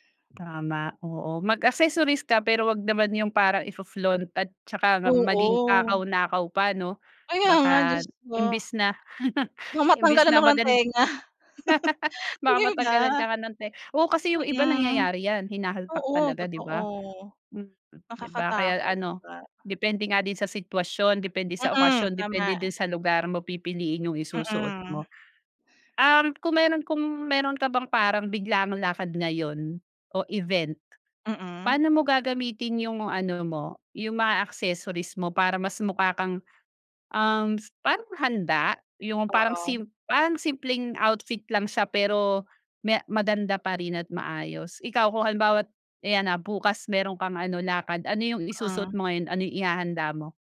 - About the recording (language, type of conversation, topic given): Filipino, podcast, Paano nakakatulong ang mga palamuti para maging mas makahulugan ang estilo mo kahit simple lang ang damit?
- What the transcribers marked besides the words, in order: other background noise; laugh; chuckle; laughing while speaking: "'Di ba?"